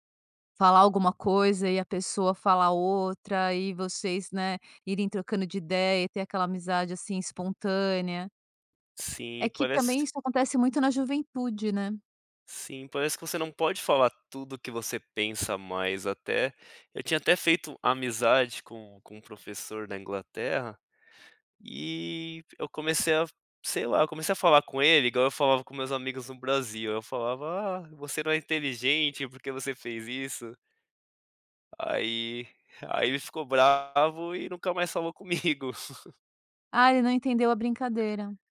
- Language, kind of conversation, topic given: Portuguese, podcast, Qual foi o momento que te ensinou a valorizar as pequenas coisas?
- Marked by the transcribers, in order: chuckle